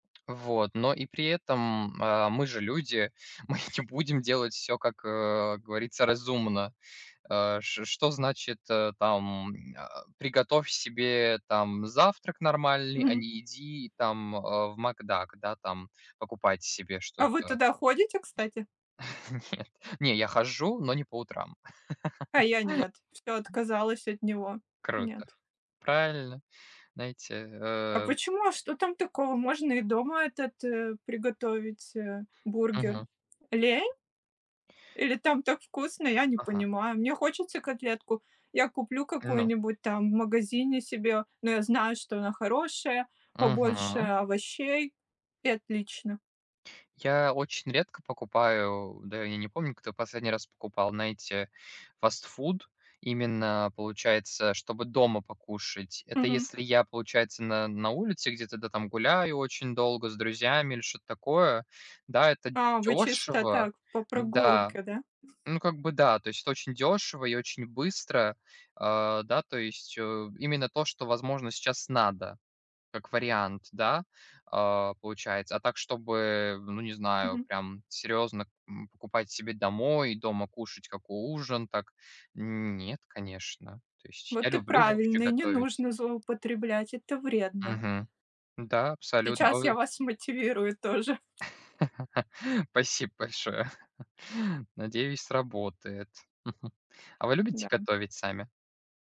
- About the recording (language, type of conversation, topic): Russian, unstructured, Почему многие люди не хотят менять свои привычки ради здоровья?
- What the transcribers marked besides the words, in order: tapping; laughing while speaking: "мы не будем"; other background noise; laughing while speaking: "Нет"; laugh; chuckle; chuckle